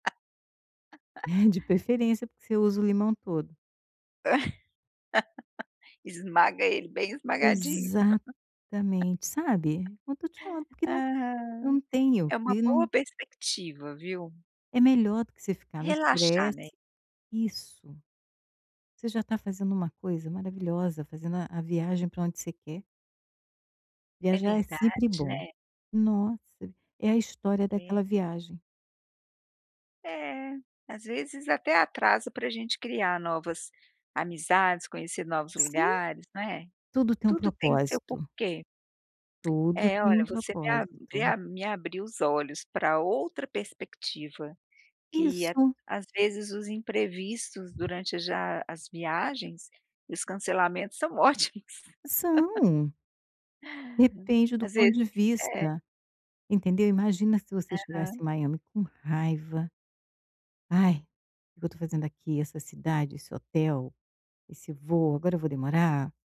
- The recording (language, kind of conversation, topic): Portuguese, advice, O que posso fazer quando imprevistos estragam minhas férias ou meu voo é cancelado?
- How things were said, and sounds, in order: laugh; chuckle; laugh; laugh; tapping; laugh